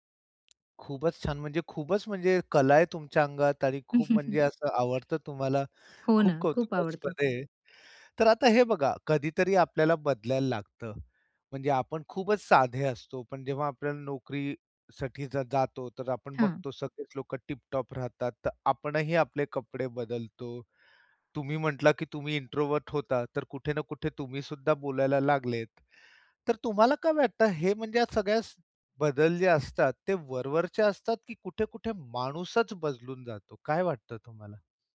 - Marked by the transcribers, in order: tapping; chuckle; other background noise; in English: "इंट्रोवर्ट"
- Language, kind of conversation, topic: Marathi, podcast, तुझा स्टाइल कसा बदलला आहे, सांगशील का?